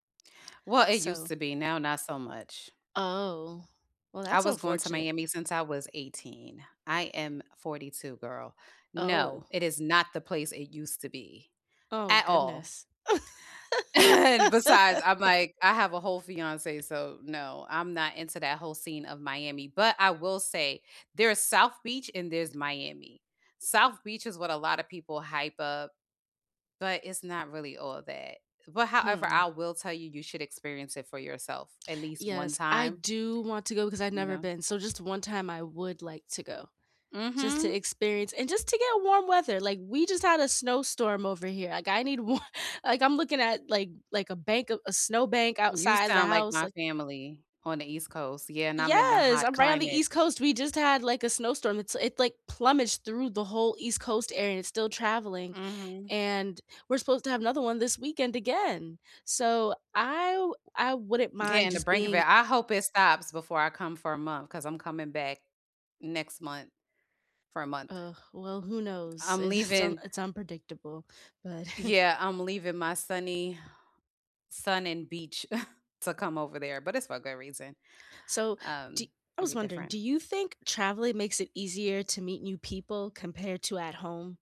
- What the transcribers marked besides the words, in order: laughing while speaking: "And"; laugh; tapping; other background noise; laughing while speaking: "it's"; chuckle; chuckle
- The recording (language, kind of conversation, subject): English, unstructured, Have you ever made a new friend while on a trip?
- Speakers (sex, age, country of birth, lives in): female, 35-39, United States, United States; female, 45-49, United States, United States